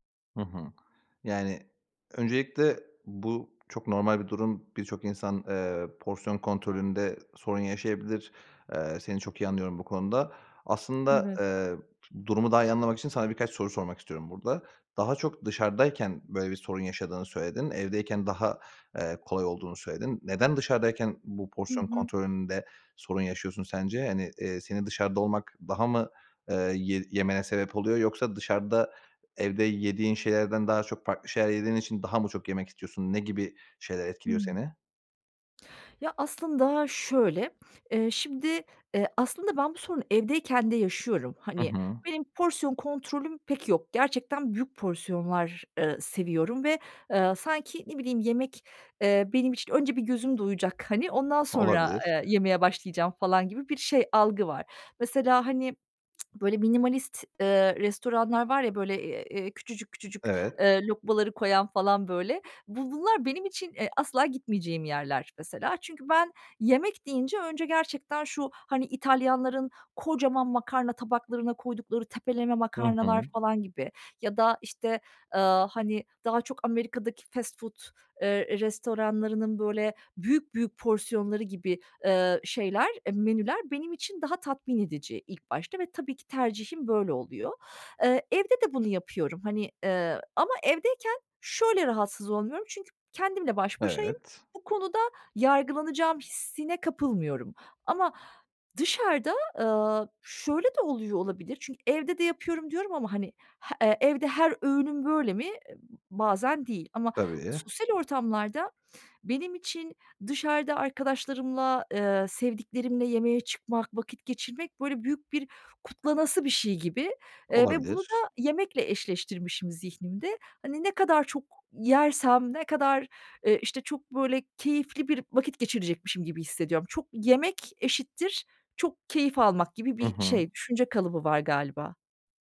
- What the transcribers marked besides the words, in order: other background noise; tsk; in English: "fast food"
- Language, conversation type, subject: Turkish, advice, Arkadaşlarla dışarıda yemek yerken porsiyon kontrolünü nasıl sağlayabilirim?